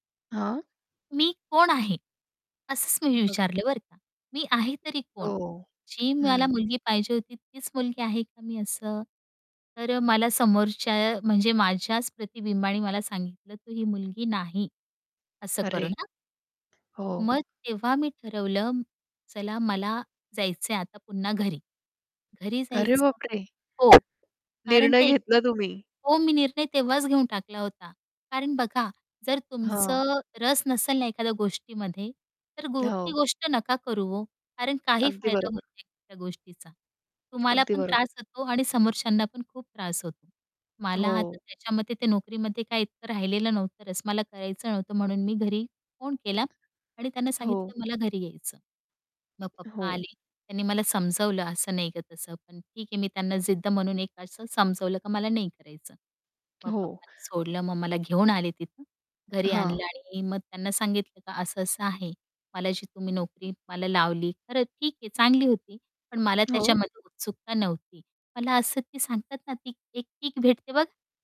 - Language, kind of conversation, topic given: Marathi, podcast, नोकरी बदलल्यानंतर तुमच्या ओळखींच्या वर्तुळात कोणते बदल जाणवले?
- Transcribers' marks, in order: unintelligible speech; other background noise; tapping; distorted speech